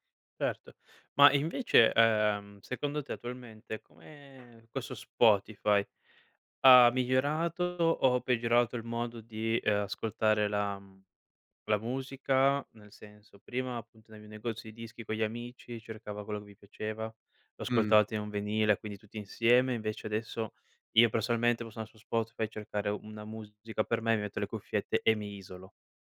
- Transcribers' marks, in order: door; "andavi" said as "anavi"
- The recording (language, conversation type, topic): Italian, podcast, Come ascoltavi musica prima di Spotify?